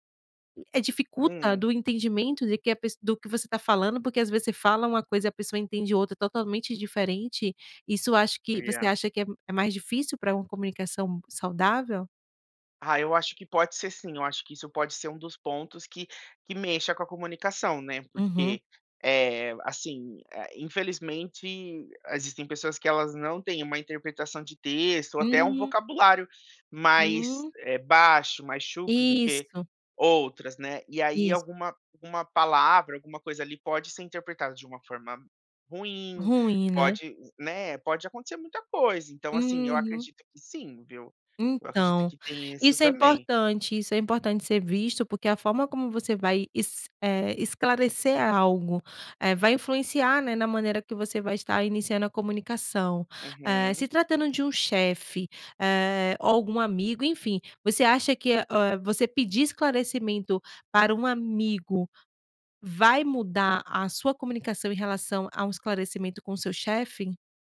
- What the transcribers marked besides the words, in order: tapping; other background noise
- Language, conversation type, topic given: Portuguese, podcast, Como pedir esclarecimentos sem criar atrito?